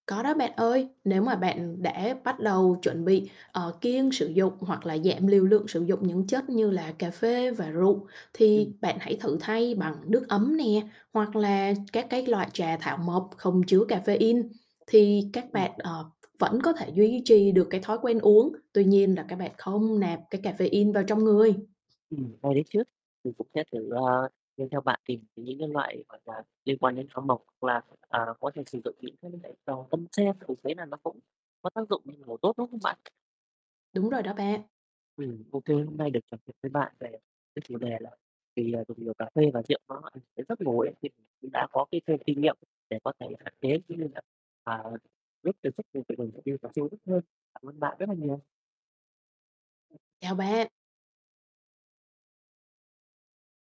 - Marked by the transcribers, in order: tapping; other background noise; distorted speech; unintelligible speech; unintelligible speech; unintelligible speech
- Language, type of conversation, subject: Vietnamese, advice, Việc uống nhiều cà phê hoặc rượu ảnh hưởng đến giấc ngủ của bạn như thế nào?